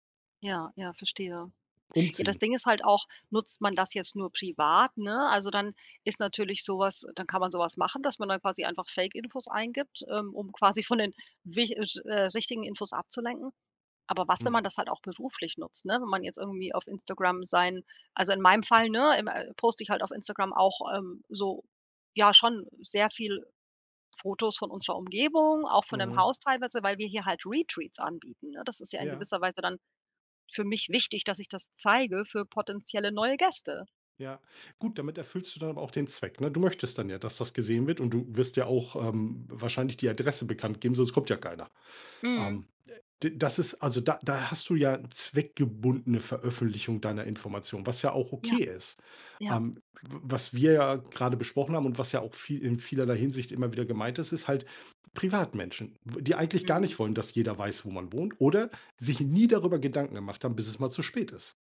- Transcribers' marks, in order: none
- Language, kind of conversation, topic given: German, podcast, Was ist dir wichtiger: Datenschutz oder Bequemlichkeit?